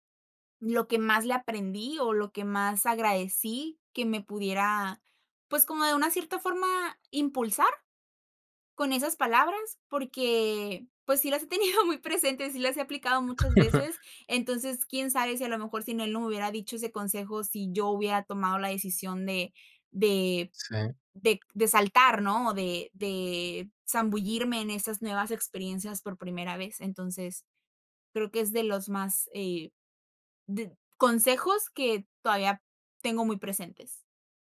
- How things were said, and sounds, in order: laughing while speaking: "tenido muy presente"; laugh; tapping
- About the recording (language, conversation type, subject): Spanish, podcast, ¿Qué profesor o profesora te inspiró y por qué?